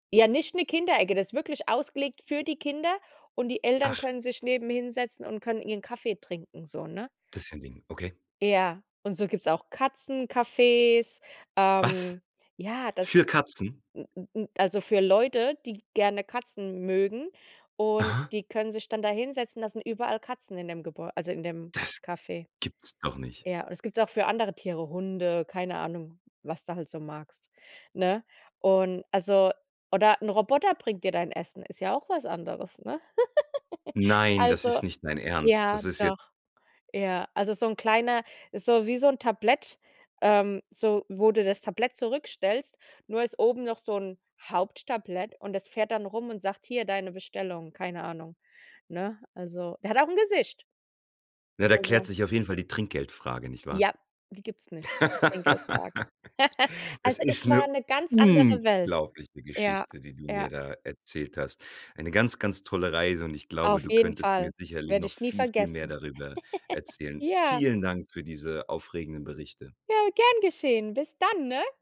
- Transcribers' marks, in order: stressed: "für"; stressed: "Katzencafés"; surprised: "Das gibt's doch nicht"; stressed: "Das"; laugh; surprised: "Nein, das ist nicht dein Ernst"; stressed: "der hat auch 'n Gesicht"; laugh; giggle; joyful: "Ja, gern geschehen. Bis dann, ne?"
- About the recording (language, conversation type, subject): German, podcast, Welche Begegnung im Ausland hat dich dazu gebracht, deine Vorurteile zu überdenken?